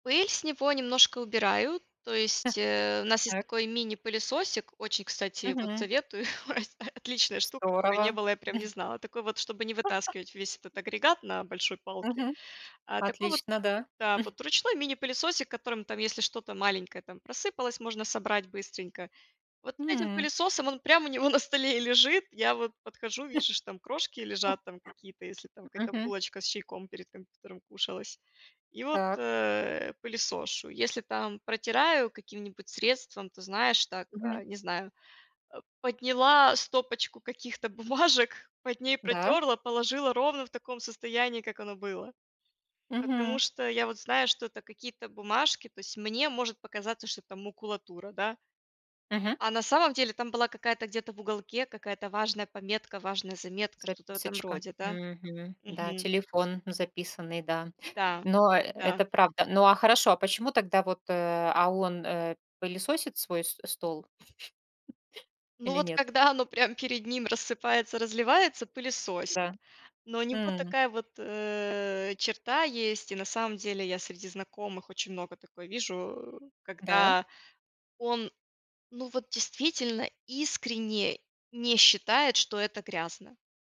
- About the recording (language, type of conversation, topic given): Russian, podcast, Как договариваться о личном пространстве в доме?
- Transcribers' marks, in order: chuckle; tapping; chuckle; other background noise; chuckle; chuckle; laughing while speaking: "у него на столе"; chuckle; other noise; laughing while speaking: "бумажек"; giggle